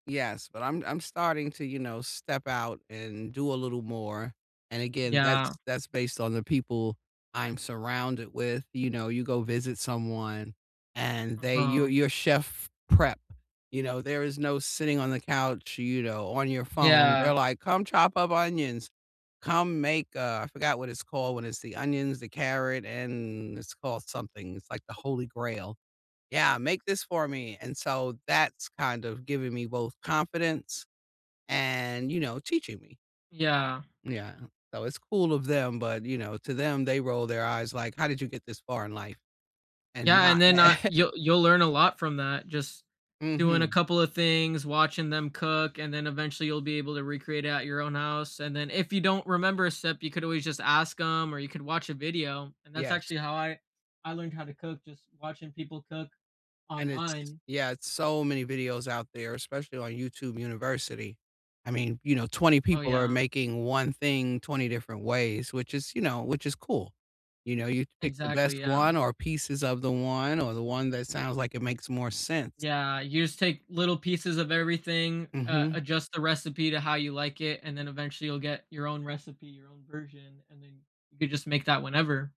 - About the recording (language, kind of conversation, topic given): English, unstructured, How do you connect with locals through street food and markets when you travel?
- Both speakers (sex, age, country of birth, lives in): female, 55-59, United States, United States; male, 20-24, United States, United States
- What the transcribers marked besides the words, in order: chuckle